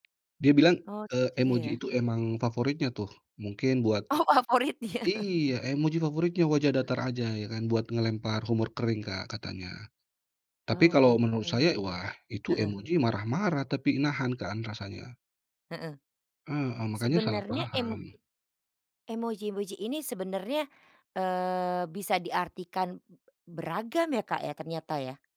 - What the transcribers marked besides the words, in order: other background noise; laughing while speaking: "dia"
- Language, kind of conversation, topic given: Indonesian, podcast, Pernah salah paham gara-gara emoji? Ceritakan, yuk?